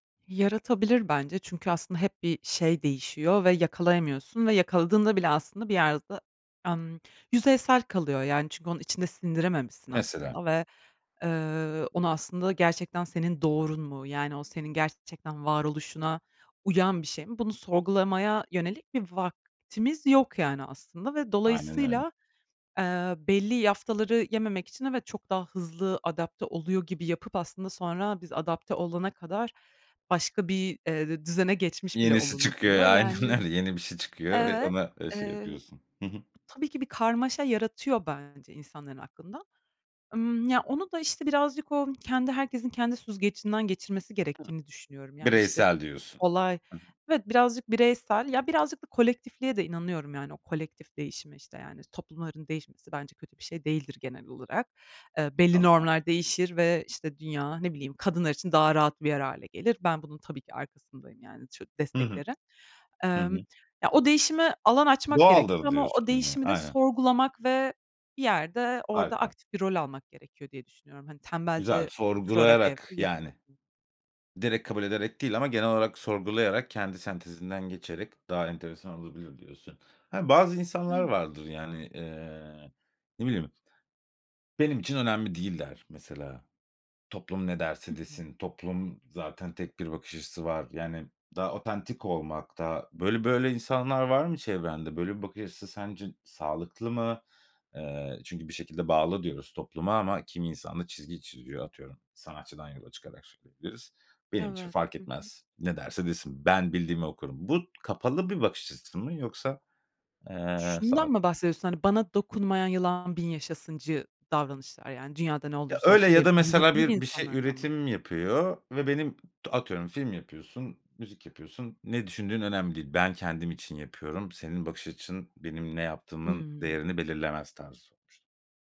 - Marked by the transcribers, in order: other background noise; tapping; laughing while speaking: "ya aynen öyle. Yeni bir şey çıkıyor"; unintelligible speech
- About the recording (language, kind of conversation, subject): Turkish, podcast, Başkalarının görüşleri senin kimliğini nasıl etkiler?
- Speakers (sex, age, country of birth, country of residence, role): female, 25-29, Turkey, Germany, guest; male, 35-39, Turkey, Spain, host